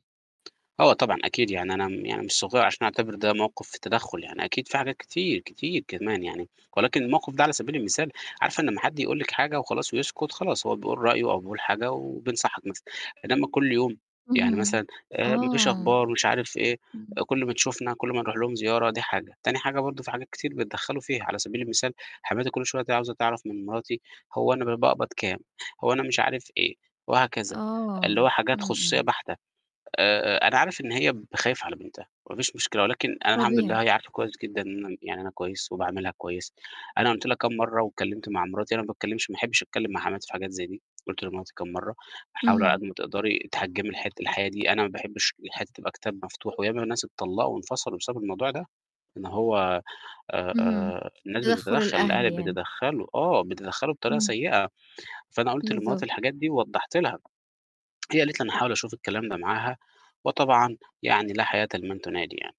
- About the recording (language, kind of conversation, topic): Arabic, advice, إزاي أتعامل مع توتر مع أهل الزوج/الزوجة بسبب تدخلهم في اختيارات الأسرة؟
- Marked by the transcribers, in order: tapping; other background noise; other noise